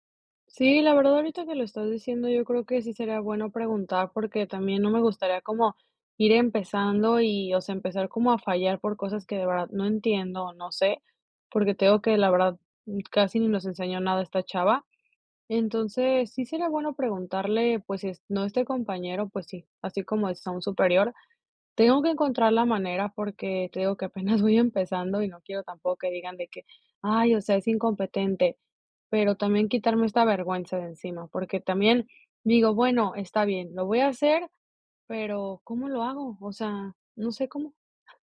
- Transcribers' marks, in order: none
- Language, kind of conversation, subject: Spanish, advice, ¿Cómo puedo superar el temor de pedir ayuda por miedo a parecer incompetente?